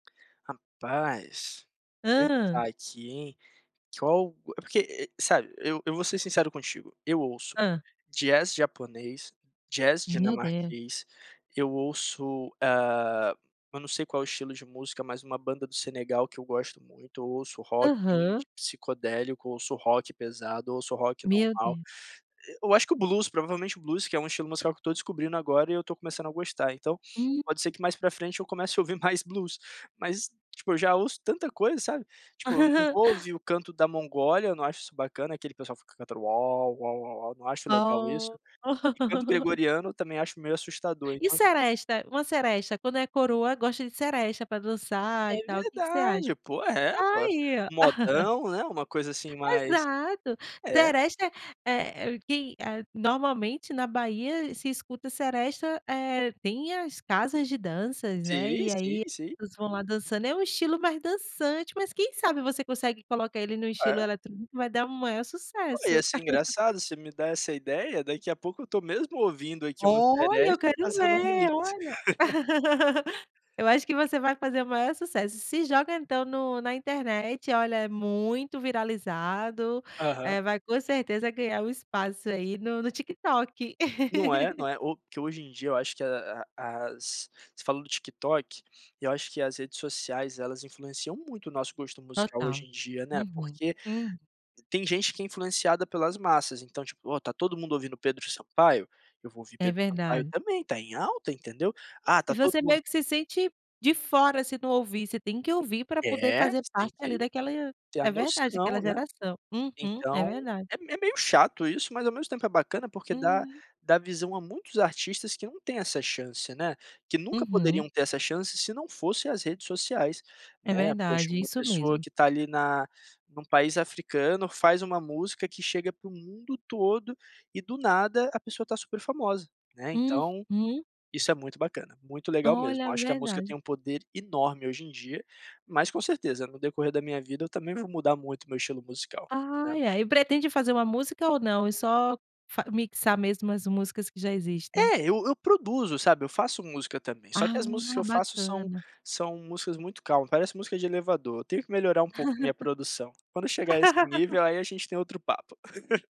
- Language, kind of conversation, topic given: Portuguese, podcast, Como nossos gostos musicais mudam ao longo da vida?
- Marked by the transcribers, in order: tapping; chuckle; put-on voice: "uau, uau, uau, uau"; laugh; laugh; chuckle; laugh; giggle; laugh; laugh